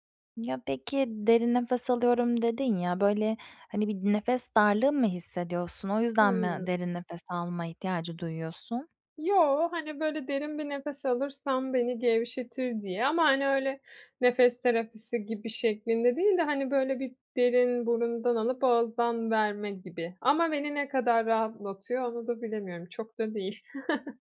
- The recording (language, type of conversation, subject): Turkish, advice, Sahneye çıkarken aşırı heyecan ve kaygıyı nasıl daha iyi yönetebilirim?
- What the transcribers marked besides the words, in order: chuckle